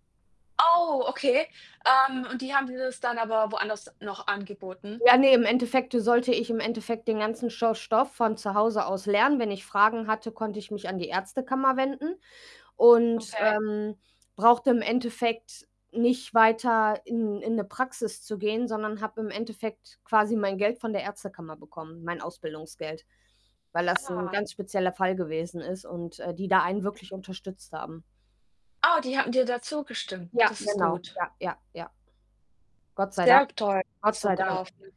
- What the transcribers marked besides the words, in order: mechanical hum; distorted speech; other background noise; static; unintelligible speech
- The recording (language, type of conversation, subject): German, unstructured, Wie findest du den Job, den du gerade machst?